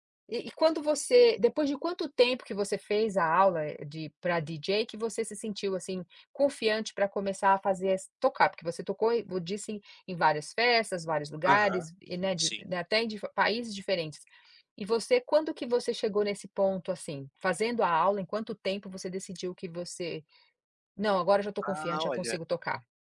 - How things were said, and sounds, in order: none
- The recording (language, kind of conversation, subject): Portuguese, podcast, Você já transformou um hobby em profissão? Como foi essa experiência?